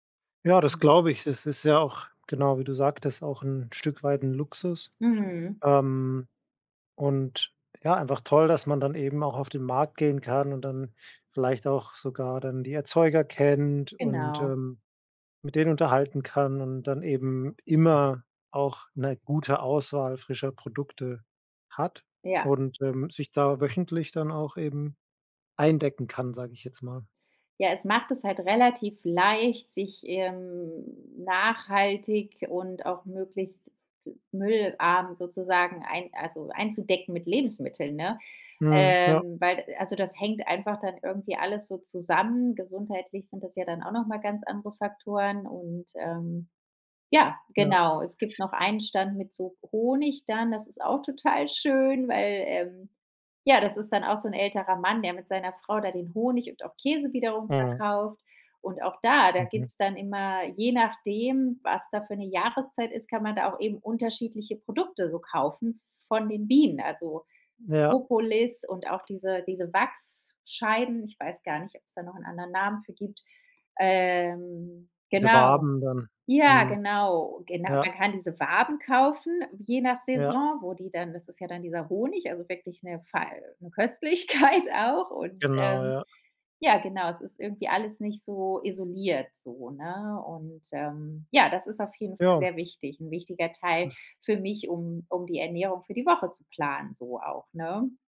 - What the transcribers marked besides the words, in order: drawn out: "ähm"; other background noise; laughing while speaking: "Köstlichkeit"
- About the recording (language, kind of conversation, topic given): German, podcast, Wie planst du deine Ernährung im Alltag?